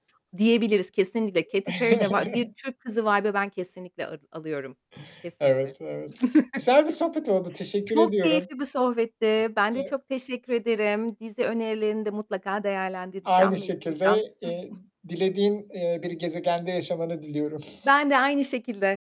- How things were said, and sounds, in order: other background noise; static; chuckle; in English: "vibe'ı"; chuckle; unintelligible speech; chuckle; chuckle
- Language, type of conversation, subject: Turkish, unstructured, Uzay keşifleri geleceğimizi nasıl etkiler?
- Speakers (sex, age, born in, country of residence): female, 40-44, Turkey, Malta; male, 30-34, Turkey, Germany